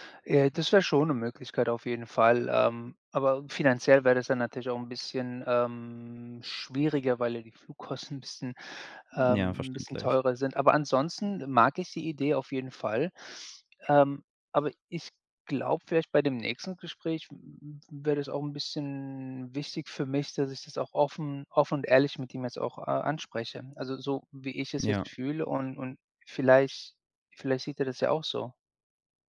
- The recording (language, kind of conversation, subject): German, advice, Warum fühlen sich alte Freundschaften nach meinem Umzug plötzlich fremd an, und wie kann ich aus der Isolation herausfinden?
- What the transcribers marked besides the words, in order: other background noise; tapping